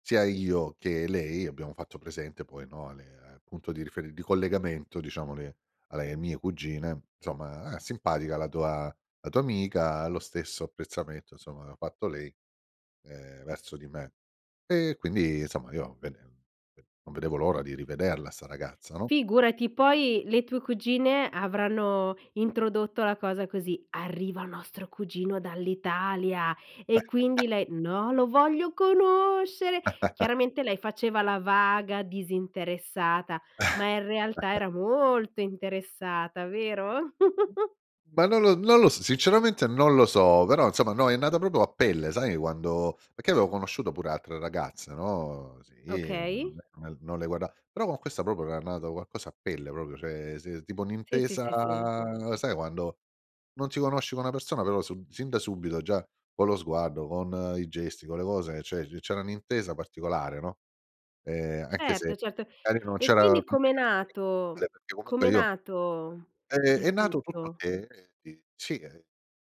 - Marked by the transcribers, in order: "insomma" said as "nsoma"; put-on voice: "Arriva nostro cugino dall'Italia"; chuckle; put-on voice: "No, lo voglio conoscere!"; chuckle; chuckle; stressed: "molto"; other background noise; chuckle; "proprio" said as "propo"; "perché" said as "pecchè"; "proprio" said as "propo"; "proprio" said as "propio"; "cioè" said as "ceh"; "cioè" said as "ceh"; unintelligible speech
- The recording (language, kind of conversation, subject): Italian, podcast, Hai una canzone che ti ricorda un amore passato?